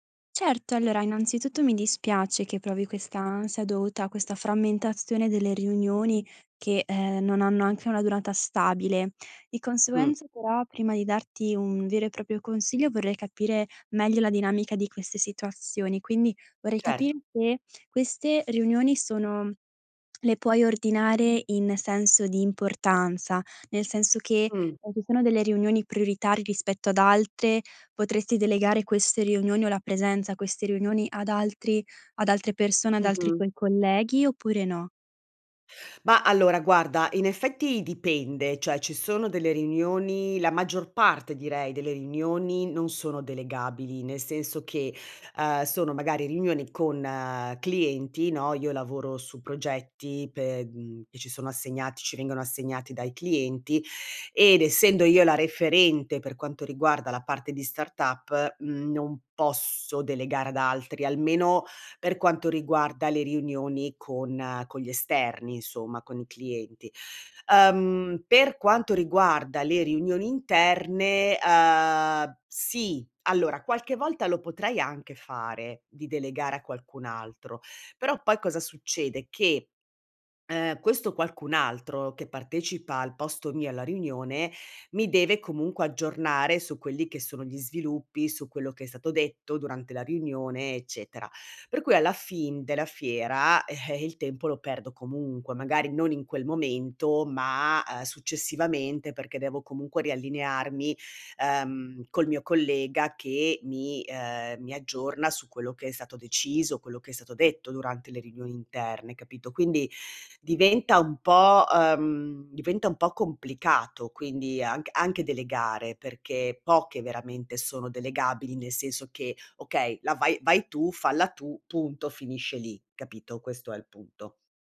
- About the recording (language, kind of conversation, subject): Italian, advice, Come posso gestire un lavoro frammentato da riunioni continue?
- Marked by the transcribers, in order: "proprio" said as "propio"; other background noise; "riunioni" said as "rinioni"; "riunioni" said as "rinioni"; in English: "startup"; chuckle